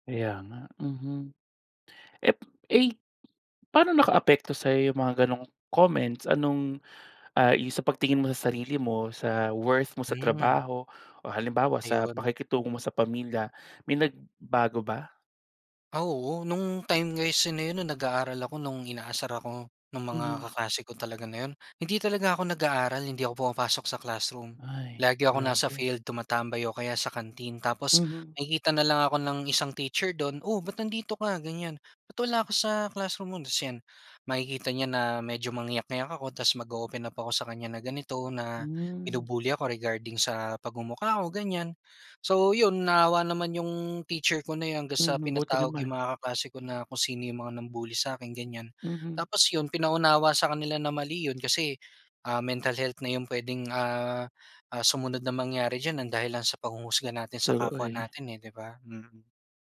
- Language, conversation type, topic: Filipino, podcast, Paano mo hinaharap ang paghusga ng iba dahil sa iyong hitsura?
- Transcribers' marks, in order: in English: "field"; other background noise; tapping